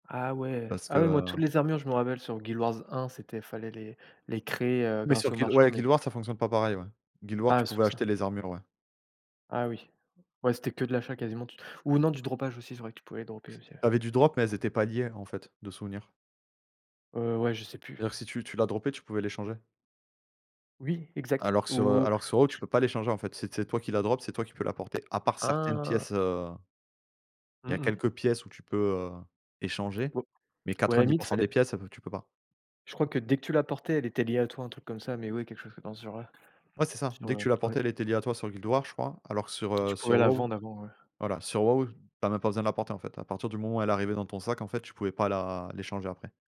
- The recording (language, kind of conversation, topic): French, unstructured, Quels effets les jeux vidéo ont-ils sur votre temps libre ?
- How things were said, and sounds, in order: drawn out: "Ou"; drawn out: "Ah !"